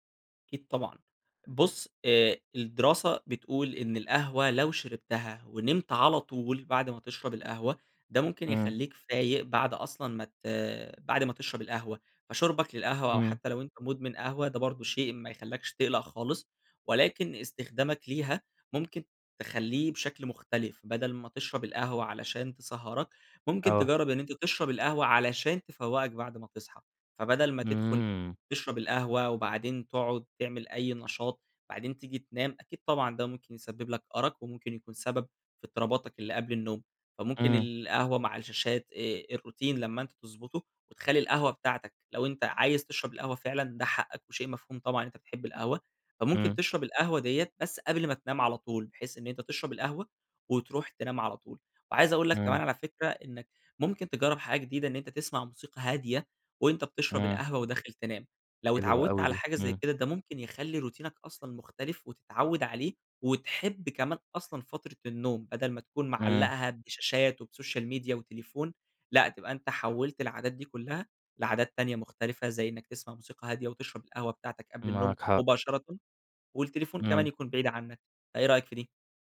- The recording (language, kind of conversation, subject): Arabic, advice, إزاي أحسّن نومي لو الشاشات قبل النوم والعادات اللي بعملها بالليل مأثرين عليه؟
- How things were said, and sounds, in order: in English: "الروتين"; in English: "روتينك"; in English: "وبسوشيال ميديا"